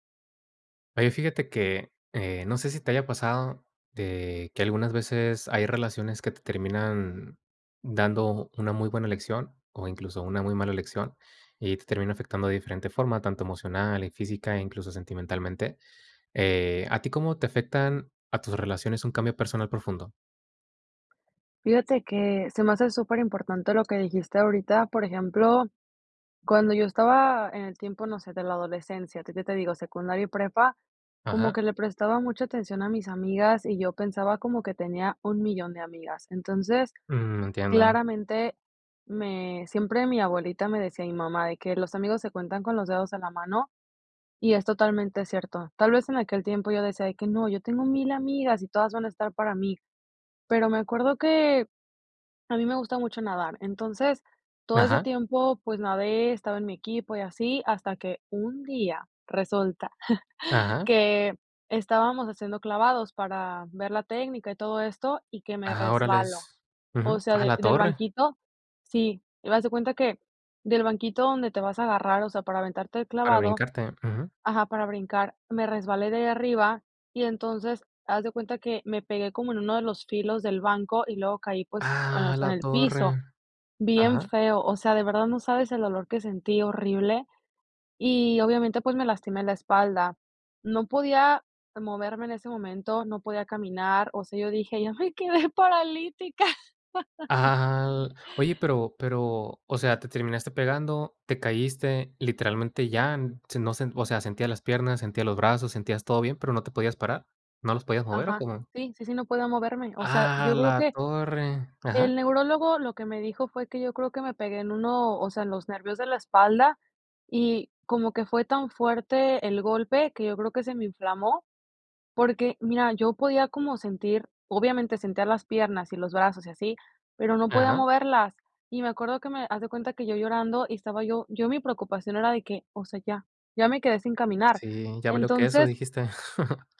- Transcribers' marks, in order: tapping; other background noise; chuckle; surprised: "A la torre"; laugh; laugh
- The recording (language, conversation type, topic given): Spanish, podcast, ¿Cómo afecta a tus relaciones un cambio personal profundo?